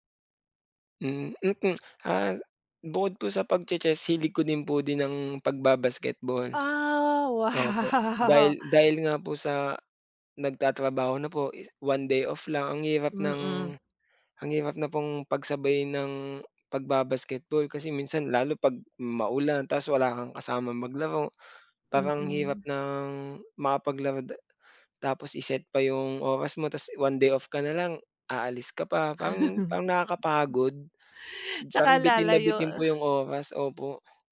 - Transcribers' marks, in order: tapping; other background noise; chuckle
- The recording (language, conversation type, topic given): Filipino, unstructured, Anong isport ang pinaka-nasisiyahan kang laruin, at bakit?